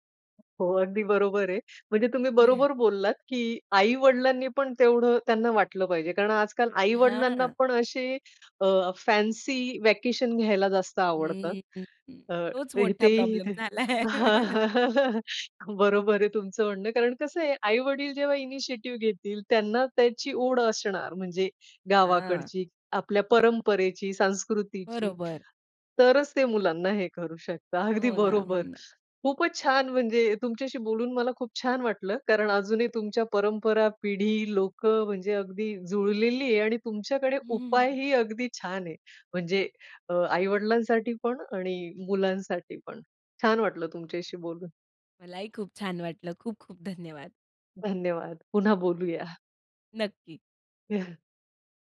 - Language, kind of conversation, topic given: Marathi, podcast, कुठल्या परंपरा सोडाव्यात आणि कुठल्या जपाव्यात हे तुम्ही कसे ठरवता?
- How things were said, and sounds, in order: other noise; chuckle; in English: "फॅन्सी व्हॅकेशन"; in English: "प्रॉब्लेम"; chuckle; laughing while speaking: "झालाय"; chuckle; in English: "इनिशिएटिव्ह"; chuckle